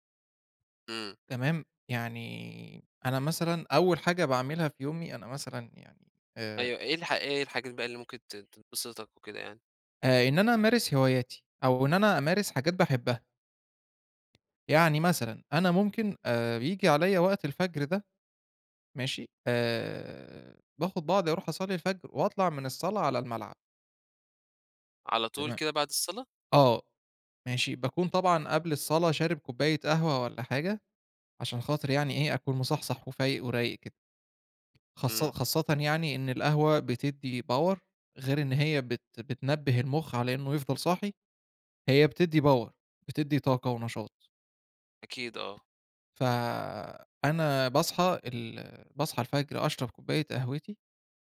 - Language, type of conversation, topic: Arabic, podcast, إزاي بتوازن بين استمتاعك اليومي وخططك للمستقبل؟
- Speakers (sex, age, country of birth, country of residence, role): male, 20-24, Egypt, Egypt, host; male, 25-29, Egypt, Egypt, guest
- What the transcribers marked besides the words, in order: tapping; in English: "Power"; in English: "Power"